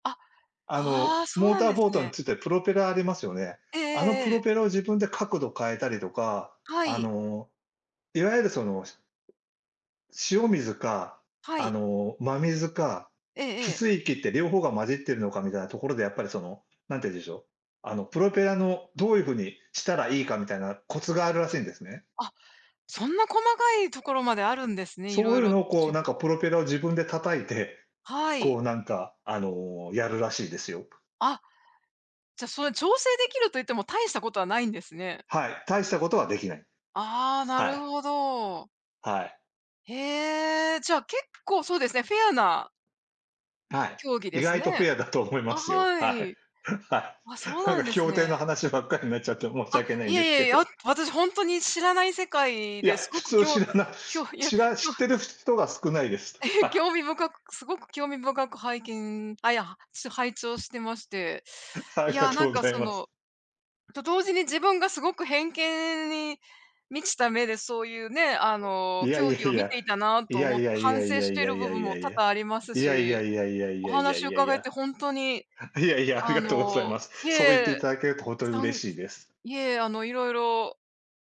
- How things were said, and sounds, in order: other background noise; unintelligible speech; laughing while speaking: "自分で叩いて"; other noise; laughing while speaking: "フェアだと思いますよ、は … いんですけど"; laughing while speaking: "普通知らな"; chuckle; chuckle; laughing while speaking: "ありがとうございます"; laughing while speaking: "ありがとうございます"
- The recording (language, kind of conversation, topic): Japanese, unstructured, 働き始めてから、いちばん嬉しかった瞬間はいつでしたか？